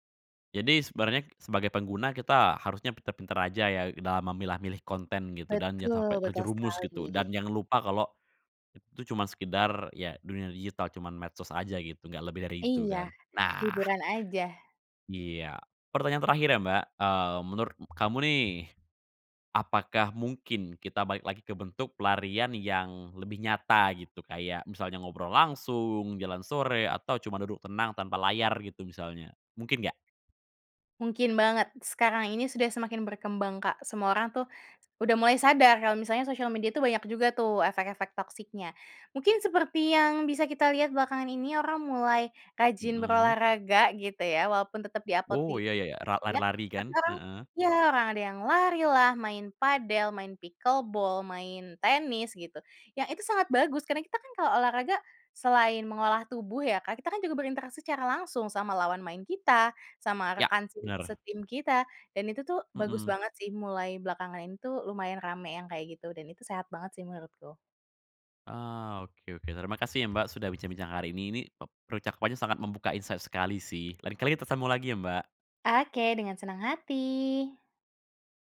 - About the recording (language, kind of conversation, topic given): Indonesian, podcast, Bagaimana media sosial mengubah cara kita mencari pelarian?
- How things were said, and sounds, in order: other background noise; tapping; in English: "pickle ball"; in English: "insight"